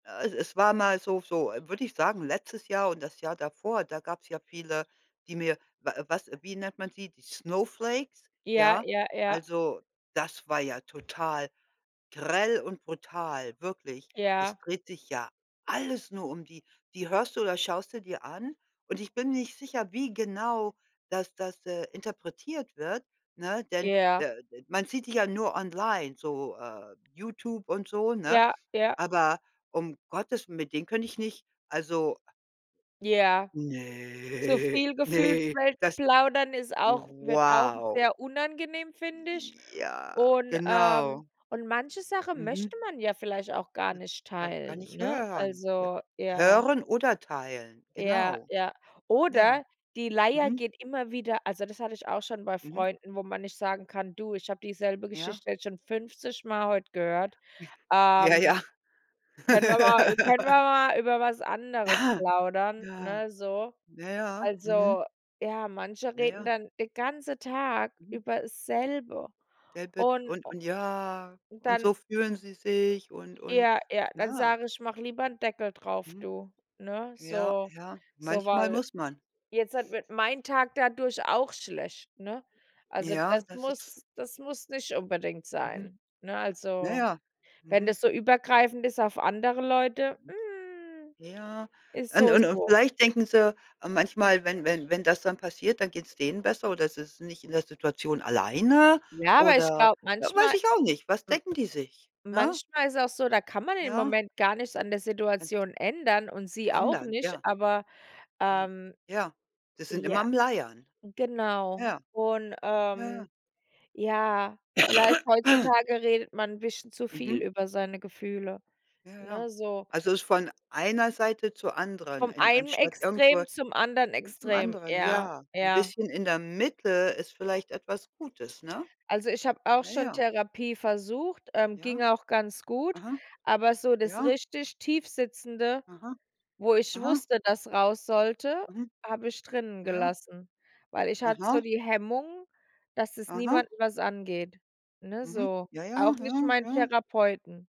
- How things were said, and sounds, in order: in English: "Snowflakes"; other background noise; tapping; stressed: "alles"; drawn out: "Ne"; put-on voice: "wow!"; other noise; snort; laugh; unintelligible speech; drawn out: "ja"; stressed: "alleine"; unintelligible speech; cough; stressed: "Mitte"
- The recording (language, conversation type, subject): German, unstructured, Warum ist es wichtig, über Gefühle zu sprechen?